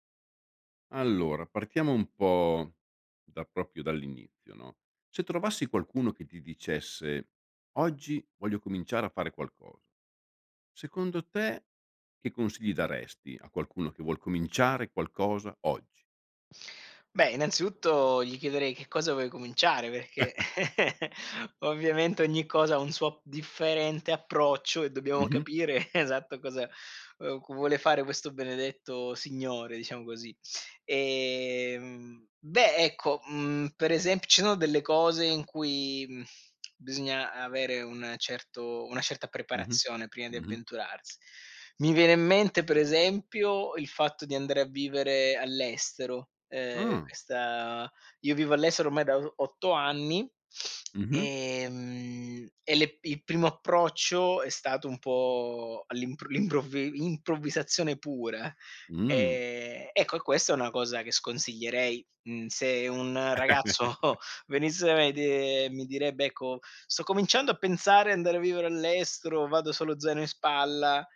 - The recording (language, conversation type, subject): Italian, podcast, Che consigli daresti a chi vuole cominciare oggi?
- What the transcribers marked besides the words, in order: chuckle; laughing while speaking: "esatto, cosa"; tongue click; tapping; stressed: "Mh"; chuckle; laughing while speaking: "venisse da me de"; laugh